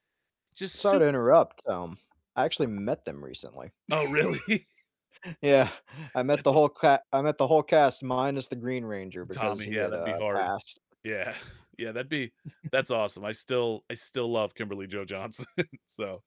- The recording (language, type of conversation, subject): English, unstructured, How do you feel about cheating at school or at work?
- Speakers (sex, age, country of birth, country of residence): male, 30-34, United States, United States; male, 45-49, United States, United States
- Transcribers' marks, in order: tapping; distorted speech; laugh; laughing while speaking: "really?"; laughing while speaking: "Yeah"; static; laughing while speaking: "Yeah"; chuckle; laughing while speaking: "Johnson"